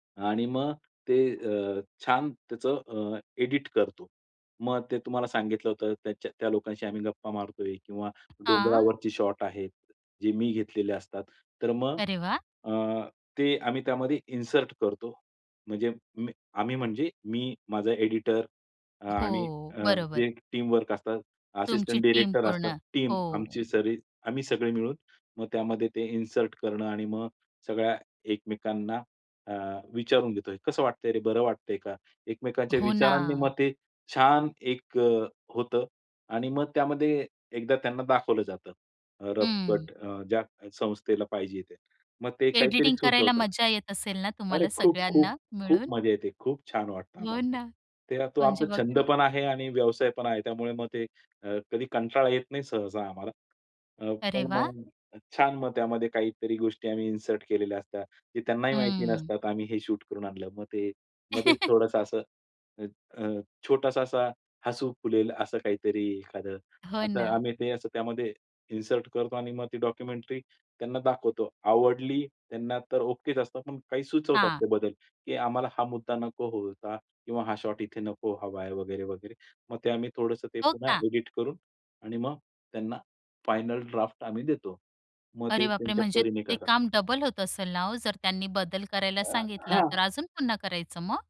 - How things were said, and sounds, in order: other background noise; in English: "इन्सर्ट"; in English: "इन्सर्ट"; laughing while speaking: "हो ना"; tapping; in English: "इन्सर्ट"; in English: "शूट"; chuckle; laughing while speaking: "हो ना"; in English: "इन्सर्ट"; in English: "डॉक्युमेंटरी"; other noise
- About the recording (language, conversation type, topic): Marathi, podcast, तुमची सर्जनशील प्रक्रिया साधारणपणे कशी असते?